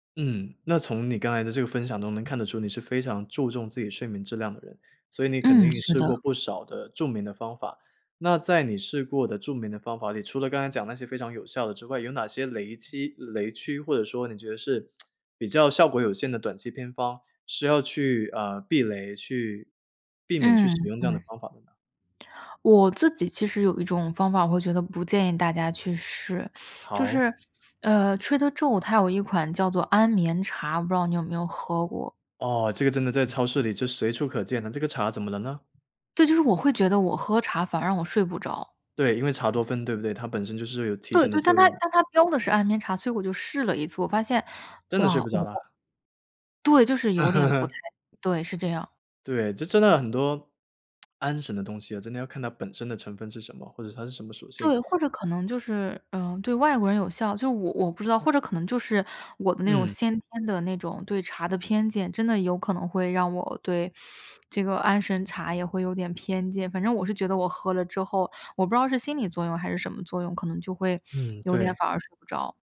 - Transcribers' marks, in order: "中" said as "东"; tsk; laugh; other background noise
- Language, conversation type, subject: Chinese, podcast, 睡眠不好时你通常怎么办？